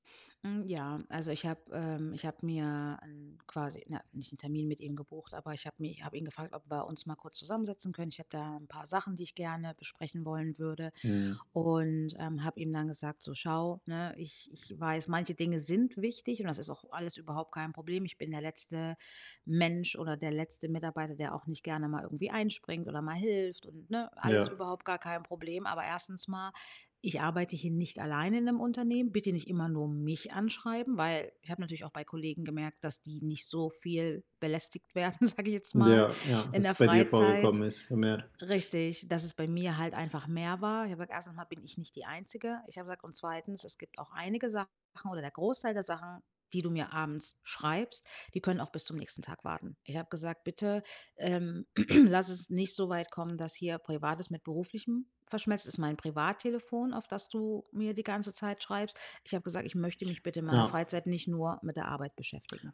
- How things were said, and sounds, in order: stressed: "sind"; stressed: "mich"; laughing while speaking: "werden"; throat clearing
- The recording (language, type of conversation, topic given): German, podcast, Wie gehst du mit Nachrichten außerhalb der Arbeitszeit um?